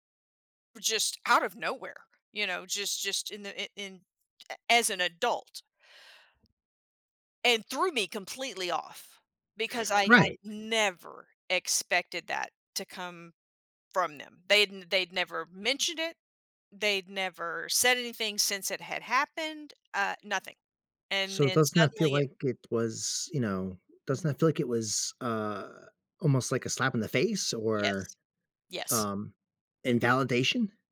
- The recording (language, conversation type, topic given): English, unstructured, Does talking about feelings help mental health?
- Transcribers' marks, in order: stressed: "never"